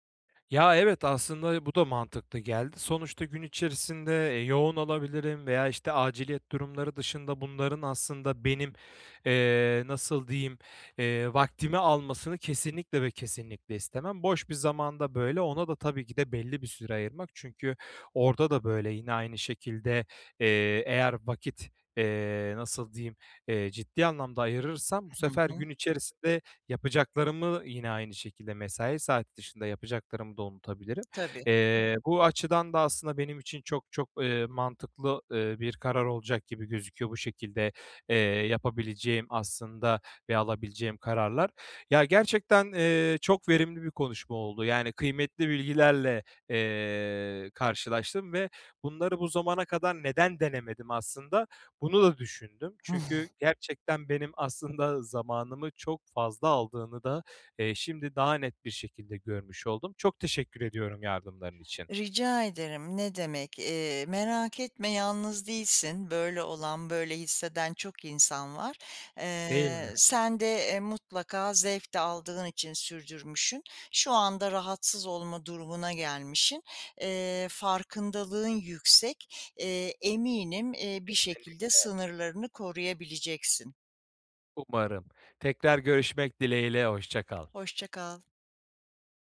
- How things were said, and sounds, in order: other background noise; tapping; chuckle
- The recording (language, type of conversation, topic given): Turkish, advice, E-postalarımı, bildirimlerimi ve dosyalarımı düzenli ve temiz tutmanın basit yolları nelerdir?